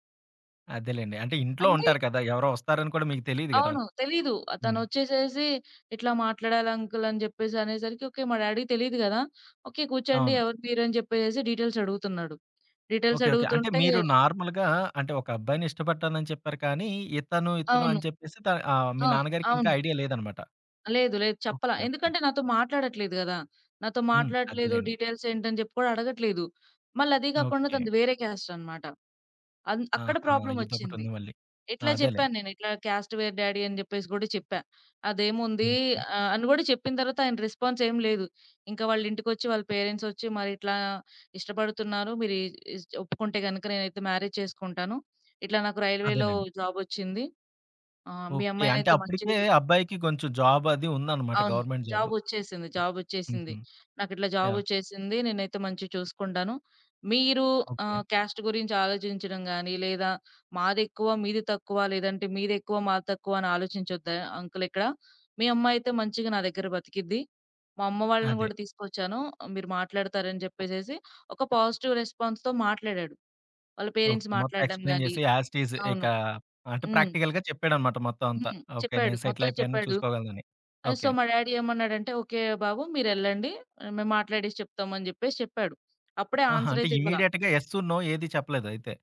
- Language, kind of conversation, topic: Telugu, podcast, మీరు కుటుంబంతో ఎదుర్కొన్న సంఘటనల నుంచి నేర్చుకున్న మంచి పాఠాలు ఏమిటి?
- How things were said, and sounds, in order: tapping; in English: "అంకల్"; in English: "డ్యాడీ"; in English: "డీటెయిల్స్"; in English: "డీటెయిల్స్"; other background noise; in English: "నార్మల్‌గా"; in English: "డీటెయిల్స్"; in English: "క్యాస్ట్"; in English: "ప్రాబ్లమ్"; in English: "క్యాస్ట్"; in English: "డ్యాడీ"; in English: "రెస్పాన్స్"; in English: "పేరెంట్స్"; in English: "మ్యారేజ్"; in English: "రైల్వే‌లో జాబ్"; in English: "జాబ్"; in English: "జాబ్"; in English: "గవర్నమెంట్"; in English: "జాబ్"; in English: "జాబ్"; in English: "క్యాస్ట్"; in English: "అంకల్"; in English: "పాజిటివ్ రెస్పాన్స్‌తో"; in English: "ఎక్స్‌ప్లైన్"; in English: "పేరెంట్స్"; in English: "యాస్‌టీస్"; in English: "ప్రాక్టికల్‌గా"; in English: "సెటిల్"; in English: "సో"; in English: "డ్యాడీ"; in English: "ఇమ్మీడియేట్‌గా యెస్. నో!"